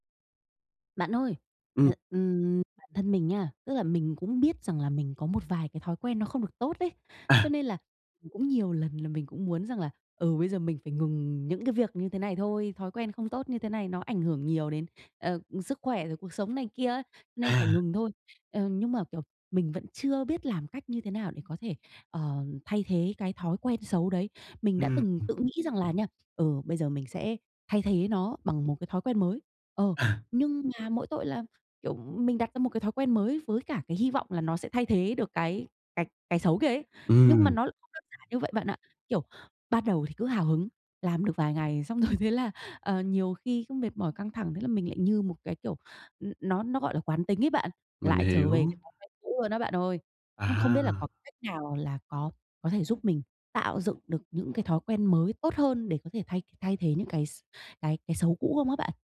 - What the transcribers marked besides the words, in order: tapping; other background noise; laughing while speaking: "rồi"
- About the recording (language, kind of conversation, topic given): Vietnamese, advice, Làm thế nào để thay thế thói quen xấu bằng một thói quen mới?